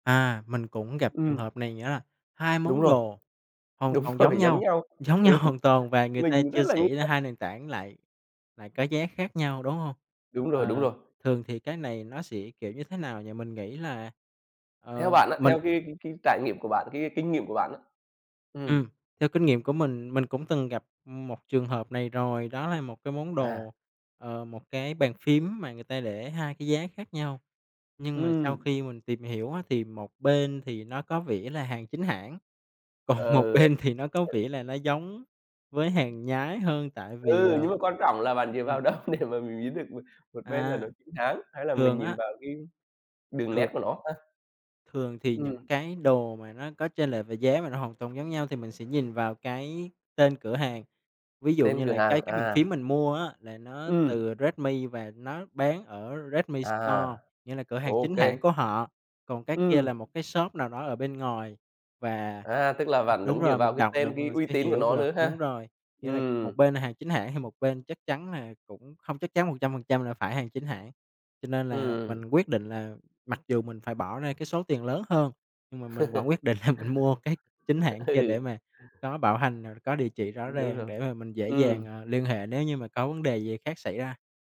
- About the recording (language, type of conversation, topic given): Vietnamese, podcast, Trải nghiệm mua sắm trực tuyến gần đây của bạn như thế nào?
- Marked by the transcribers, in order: laughing while speaking: "đúng rồi"; tapping; laughing while speaking: "giống nhau hoàn toàn"; laughing while speaking: "đúng"; laughing while speaking: "còn một bên"; laughing while speaking: "đâu"; laugh; laughing while speaking: "là mình"; laughing while speaking: "À. Ừ"